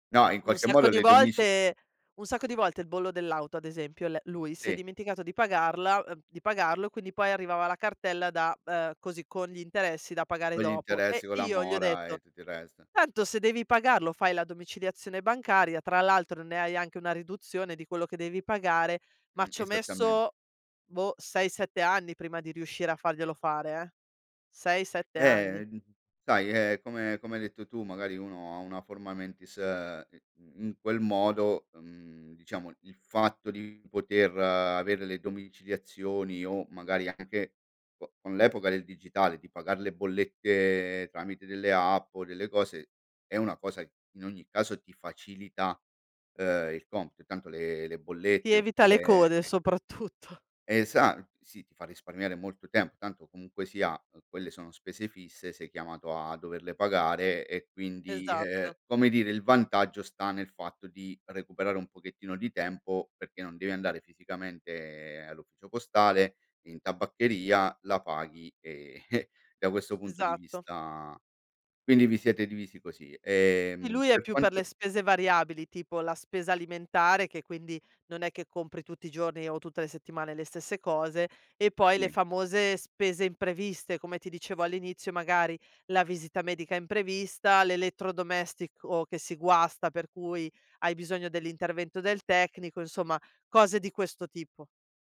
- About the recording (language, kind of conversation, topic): Italian, podcast, Come si può parlare di soldi in famiglia senza creare tensioni?
- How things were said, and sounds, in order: in Latin: "forma mentis"; laughing while speaking: "soprattutto"; chuckle